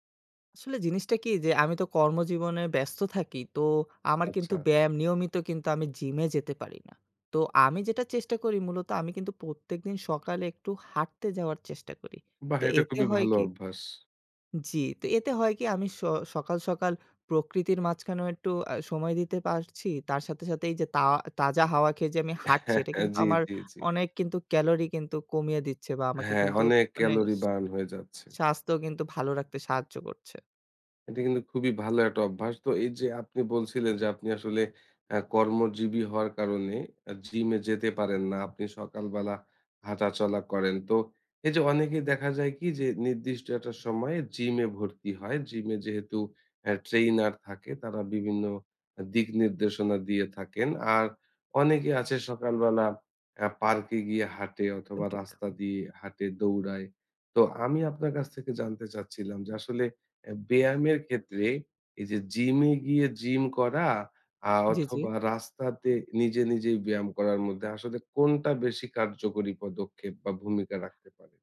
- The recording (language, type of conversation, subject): Bengali, podcast, আপনি ব্যায়াম শুরু করার সময় কোন কোন বিষয় মাথায় রাখেন?
- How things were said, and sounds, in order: laughing while speaking: "হ্যাঁ, হ্যাঁ"